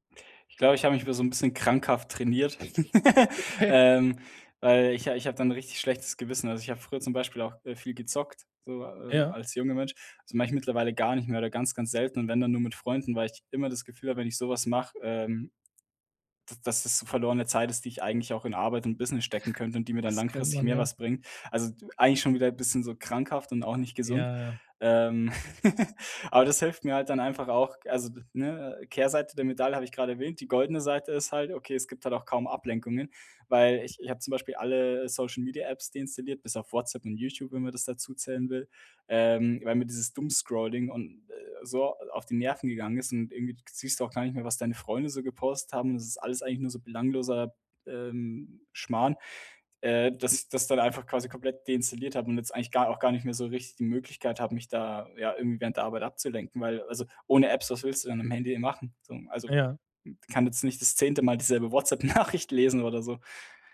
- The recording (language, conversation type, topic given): German, podcast, Wie startest du zu Hause produktiv in den Tag?
- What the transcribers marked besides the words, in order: laugh; laugh; in English: "Doom Scrolling"; laughing while speaking: "Nachricht"